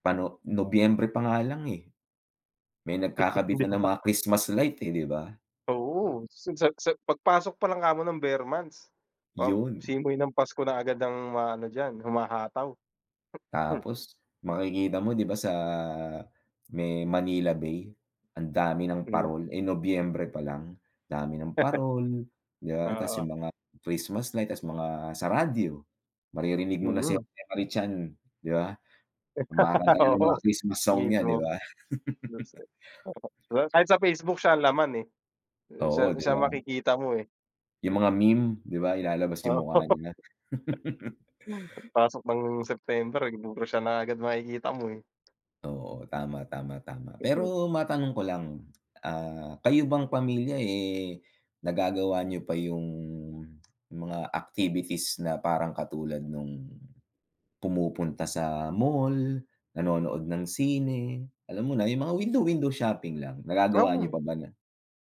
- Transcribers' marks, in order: laugh; laughing while speaking: "'Di ba?"; throat clearing; laugh; laugh; unintelligible speech; other background noise; chuckle; tapping; laughing while speaking: "Oo"; chuckle
- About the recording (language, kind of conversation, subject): Filipino, unstructured, Anu-ano ang mga aktibidad na ginagawa ninyo bilang pamilya para mas mapalapit sa isa’t isa?